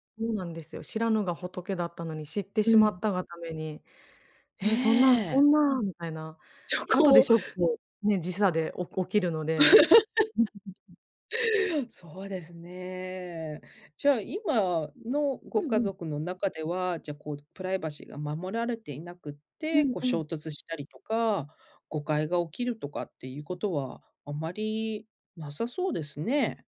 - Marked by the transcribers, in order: laugh; chuckle
- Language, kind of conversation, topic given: Japanese, podcast, 同居している家族とのプライバシーは、どうやって確保していますか？